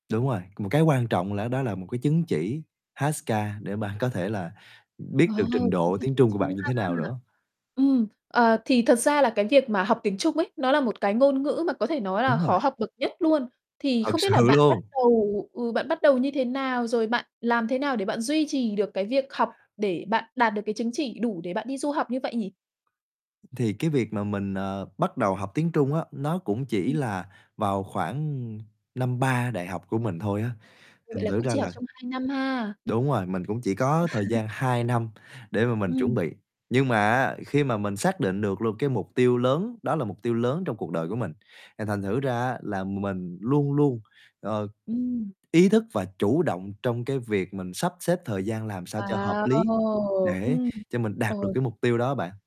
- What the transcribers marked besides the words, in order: static; laughing while speaking: "bạn"; other background noise; distorted speech; laughing while speaking: "sự"; tapping; chuckle
- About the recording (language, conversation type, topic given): Vietnamese, podcast, Bạn có thể kể về lần bạn đặt ra một mục tiêu lớn và kiên trì theo đuổi nó không?
- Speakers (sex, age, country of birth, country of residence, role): female, 30-34, Vietnam, Malaysia, host; male, 20-24, Vietnam, Vietnam, guest